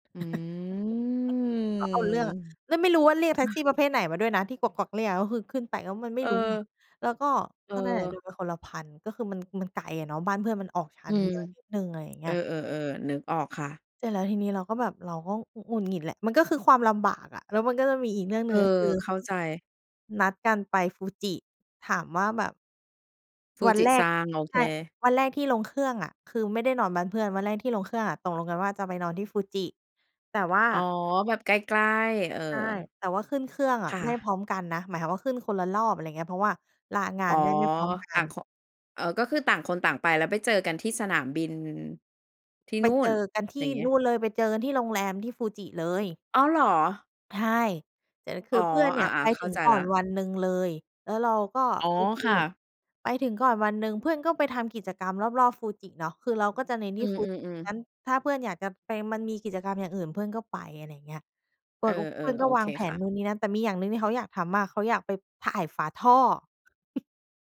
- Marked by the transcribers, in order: chuckle; drawn out: "อืม"
- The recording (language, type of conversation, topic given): Thai, podcast, มีเหตุการณ์ไหนที่เพื่อนร่วมเดินทางทำให้การเดินทางลำบากบ้างไหม?